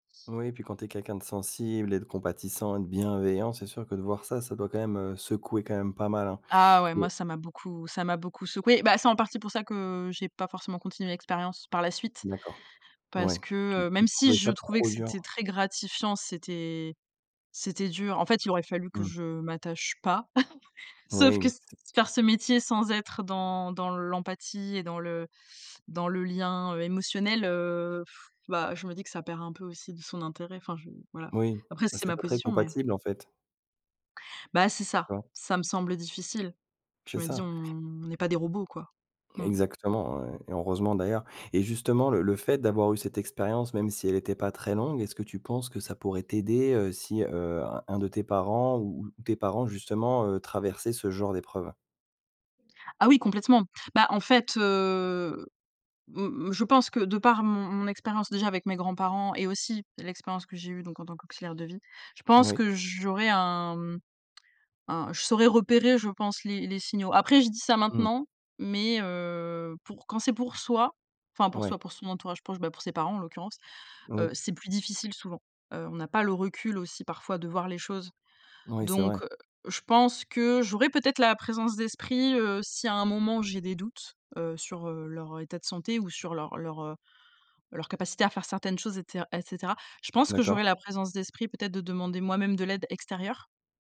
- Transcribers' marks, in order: unintelligible speech; chuckle; blowing
- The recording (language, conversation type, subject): French, podcast, Comment est-ce qu’on aide un parent qui vieillit, selon toi ?